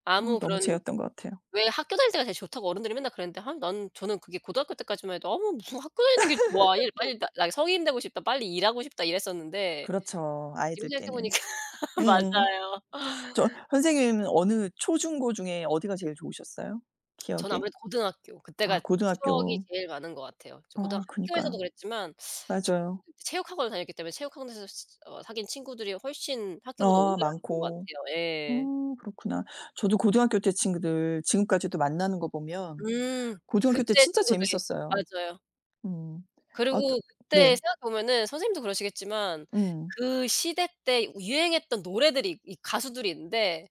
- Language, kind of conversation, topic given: Korean, unstructured, 어린 시절 가장 기억에 남는 순간은 무엇인가요?
- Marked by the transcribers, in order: other background noise; laugh; laughing while speaking: "보니까 맞아요"; lip smack; teeth sucking